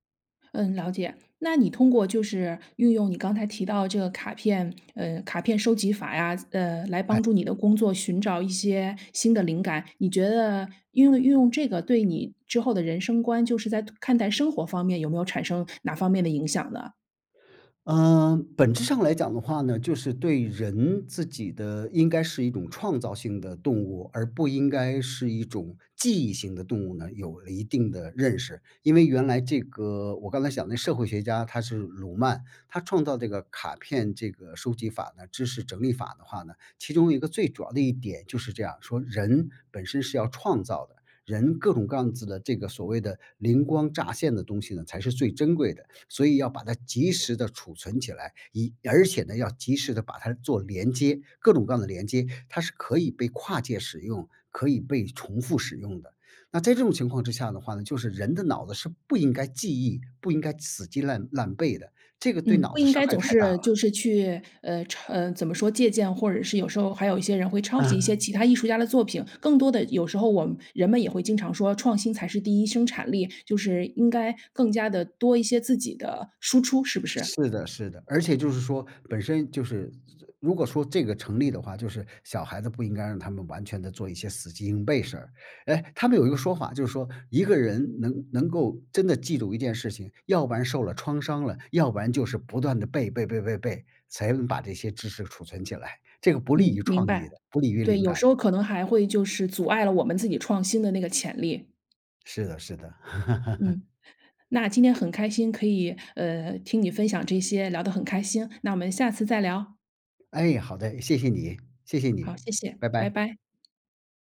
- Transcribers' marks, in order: laugh; other background noise
- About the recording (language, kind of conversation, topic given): Chinese, podcast, 你平时如何收集素材和灵感？